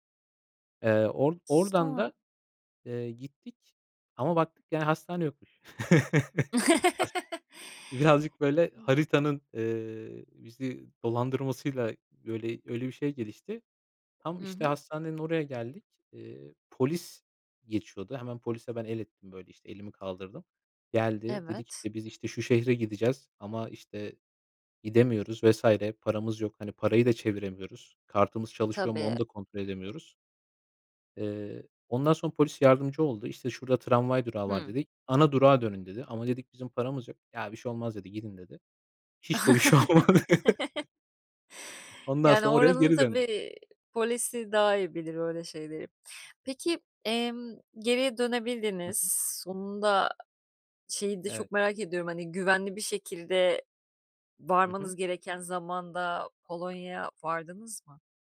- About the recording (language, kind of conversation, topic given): Turkish, podcast, En unutulmaz seyahat deneyimini anlatır mısın?
- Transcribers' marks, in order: chuckle; laugh; chuckle; laughing while speaking: "Hiç de bir şey olmadı"; chuckle